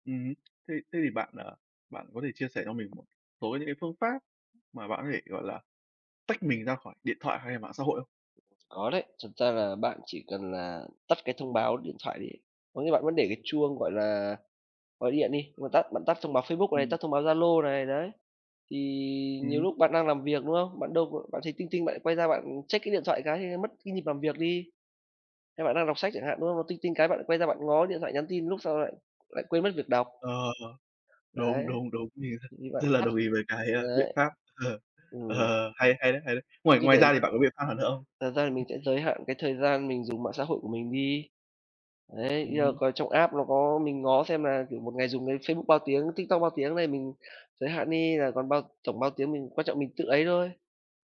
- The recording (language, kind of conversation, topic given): Vietnamese, unstructured, Bạn sẽ cảm thấy thế nào nếu bị mất điện thoại trong một ngày?
- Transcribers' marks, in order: other background noise; tapping; laughing while speaking: "đúng, đúng, đúng"; unintelligible speech; laugh; laughing while speaking: "ờ"; unintelligible speech; in English: "app"